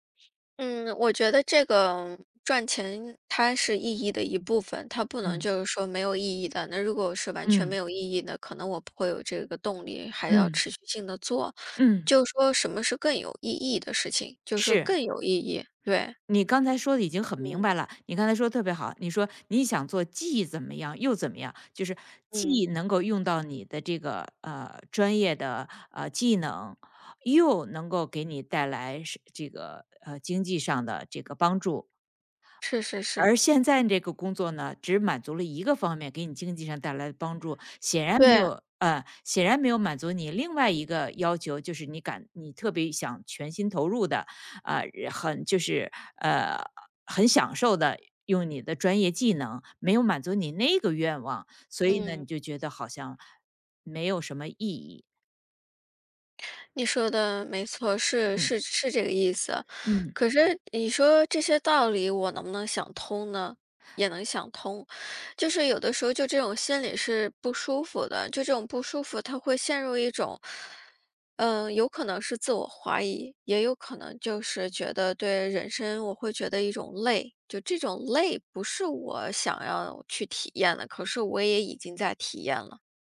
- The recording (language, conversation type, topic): Chinese, advice, 我怎样才能把更多时间投入到更有意义的事情上？
- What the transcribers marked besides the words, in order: other background noise